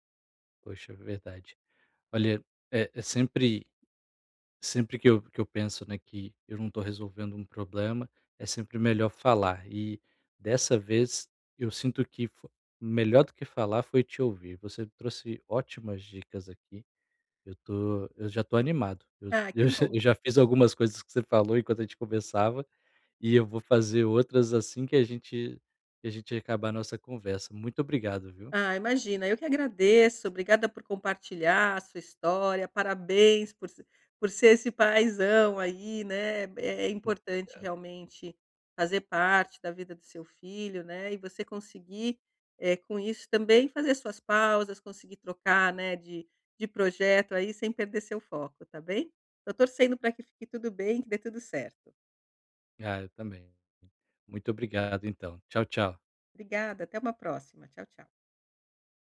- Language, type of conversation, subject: Portuguese, advice, Como posso alternar entre tarefas sem perder o foco?
- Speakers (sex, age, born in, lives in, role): female, 50-54, Brazil, Portugal, advisor; male, 30-34, Brazil, Portugal, user
- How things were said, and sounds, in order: unintelligible speech